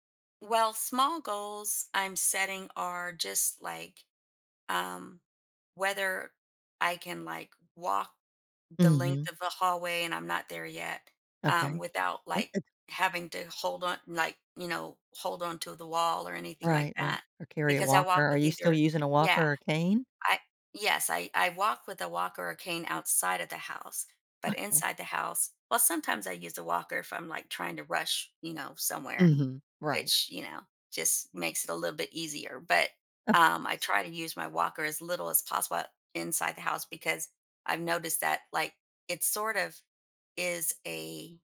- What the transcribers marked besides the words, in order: laughing while speaking: "good"; laughing while speaking: "Okay"
- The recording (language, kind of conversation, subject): English, advice, How can I better track progress toward my personal goals?
- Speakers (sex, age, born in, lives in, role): female, 60-64, France, United States, user; female, 60-64, United States, United States, advisor